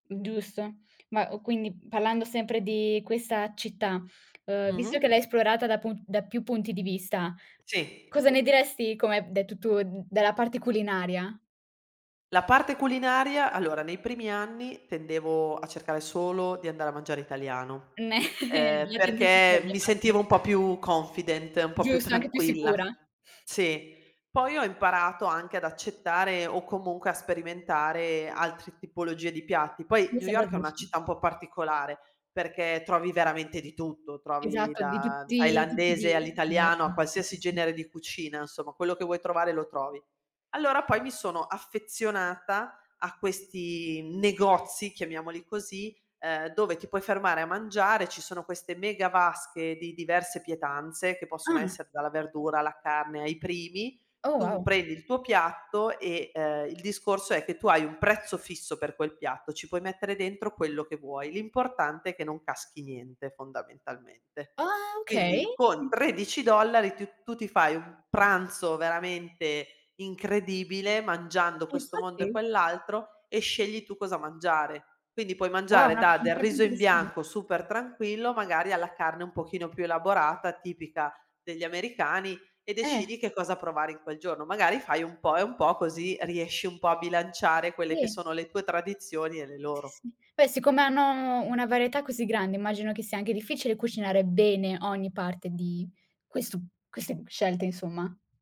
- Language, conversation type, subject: Italian, podcast, Qual è il posto più bello che tu abbia mai visto?
- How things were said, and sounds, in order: laughing while speaking: "Meh"; chuckle; in English: "confident"; "insomma" said as "nsomma"; stressed: "Ah"; unintelligible speech